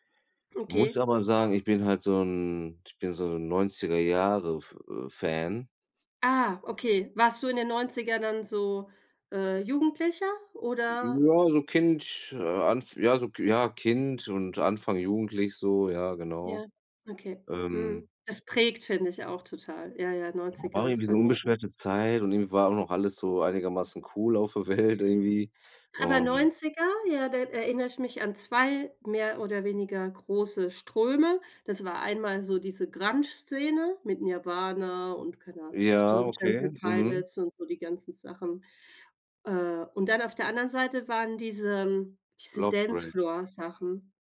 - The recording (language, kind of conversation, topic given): German, unstructured, Wie beeinflusst Musik deine Stimmung?
- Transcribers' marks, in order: surprised: "Ah"; laughing while speaking: "Welt"